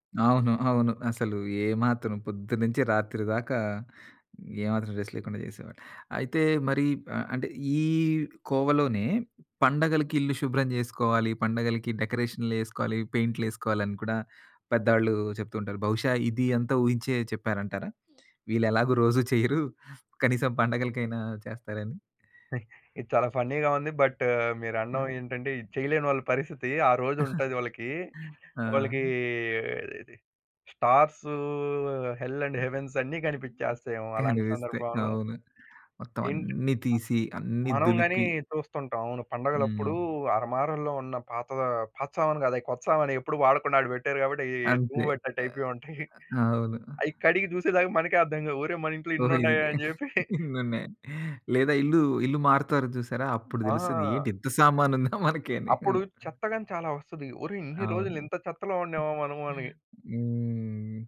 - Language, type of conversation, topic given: Telugu, podcast, ఇల్లు ఎప్పుడూ శుభ్రంగా, సర్దుబాటుగా ఉండేలా మీరు పాటించే చిట్కాలు ఏమిటి?
- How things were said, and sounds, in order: in English: "రెస్ట్"; in English: "ఫన్నీ‌గా"; giggle; in English: "స్టార్స్ హెల్ అండ్ హెవెన్స్"; laughing while speaking: "చెప్పి"; laughing while speaking: "ఇనున్నాయని"; laughing while speaking: "ఇంత సామానుందా మనకి అని"; other background noise; drawn out: "హ్మ్"